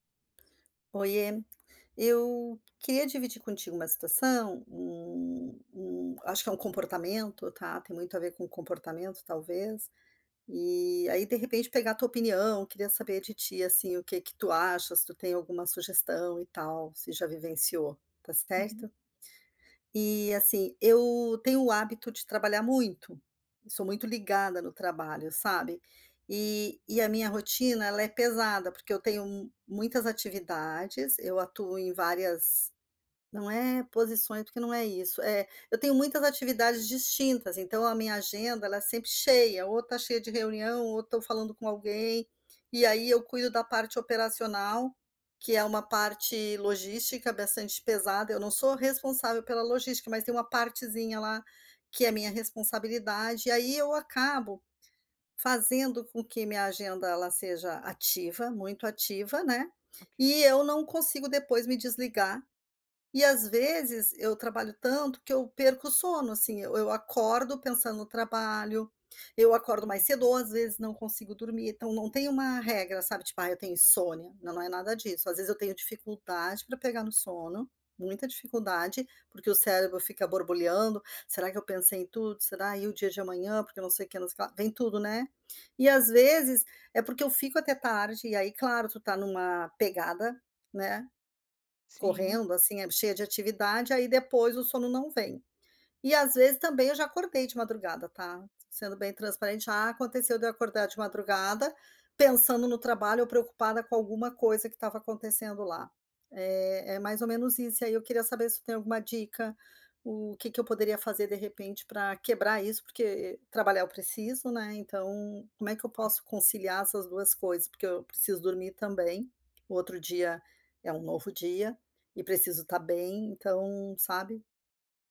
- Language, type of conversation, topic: Portuguese, advice, Como posso evitar perder noites de sono por trabalhar até tarde?
- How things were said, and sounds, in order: other background noise